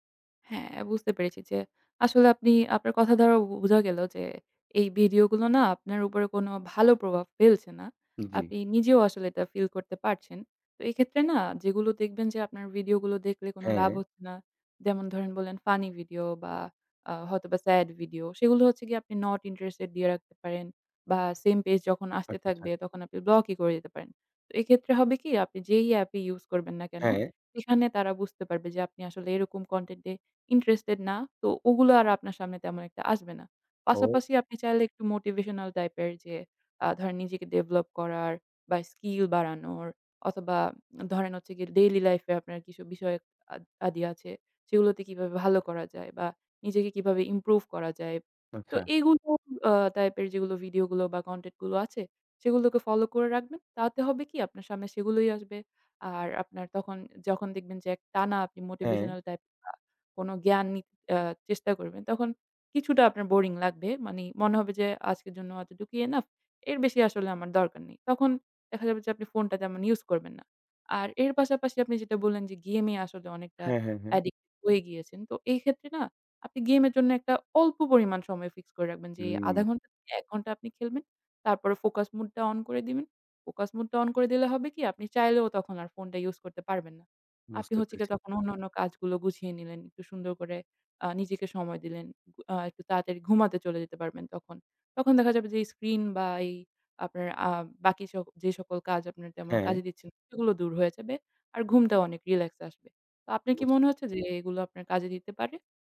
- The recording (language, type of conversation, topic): Bengali, advice, রাতে স্ক্রিন সময় বেশি থাকলে কি ঘুমের সমস্যা হয়?
- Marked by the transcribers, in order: in English: "focus mode"; in English: "Focus mode"; tapping; other background noise